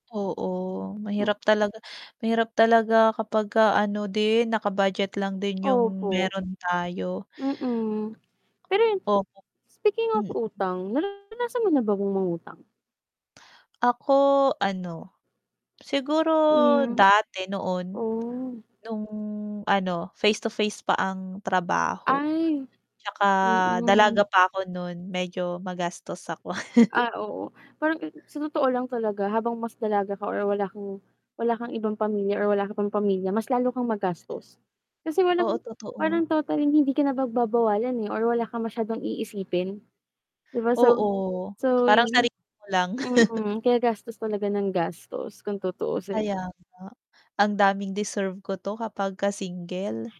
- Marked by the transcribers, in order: other background noise; tapping; mechanical hum; distorted speech; static; chuckle; unintelligible speech; chuckle
- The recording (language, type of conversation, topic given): Filipino, unstructured, Ano ang mga simpleng paraan para maiwasan ang pagkakautang?